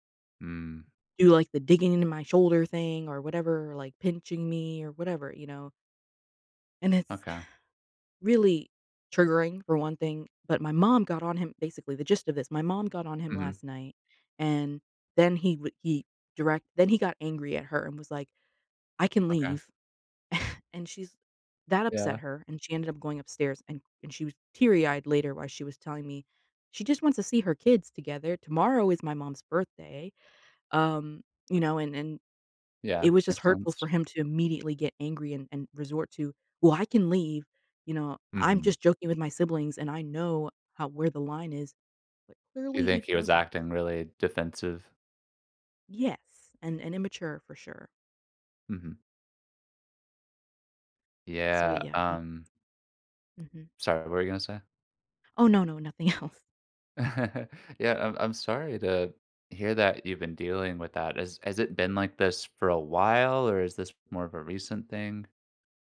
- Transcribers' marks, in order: scoff; tapping; laughing while speaking: "else"; laugh
- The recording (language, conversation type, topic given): English, advice, How can I address ongoing tension with a close family member?
- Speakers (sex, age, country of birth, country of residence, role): female, 25-29, United States, United States, user; male, 30-34, United States, United States, advisor